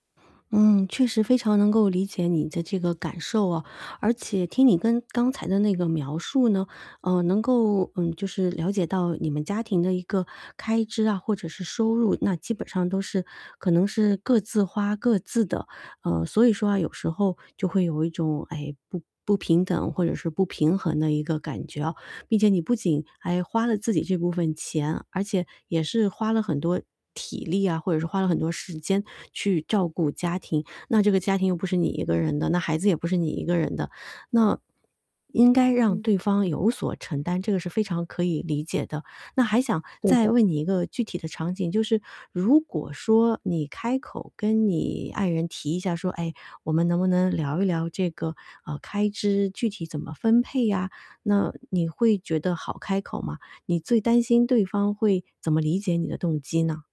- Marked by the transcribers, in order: static
- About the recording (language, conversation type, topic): Chinese, advice, 我们可以如何协商家庭开支分配，让预算更公平？